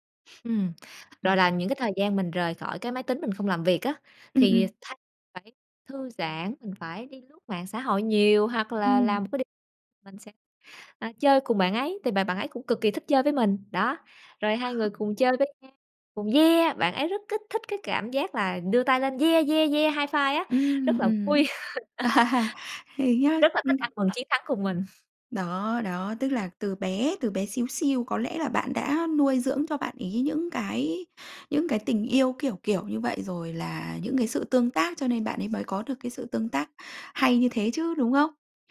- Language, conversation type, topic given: Vietnamese, podcast, Làm sao để nhận ra ngôn ngữ yêu thương của con?
- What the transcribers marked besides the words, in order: other background noise; other noise; in English: "high five"; laugh; chuckle